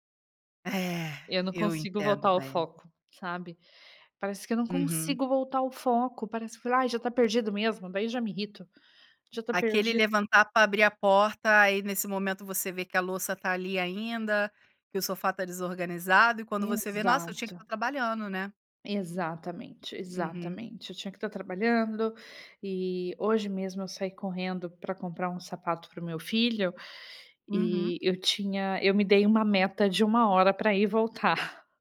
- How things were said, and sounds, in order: chuckle
- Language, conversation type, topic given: Portuguese, advice, Como a falta de uma rotina matinal está deixando seus dias desorganizados?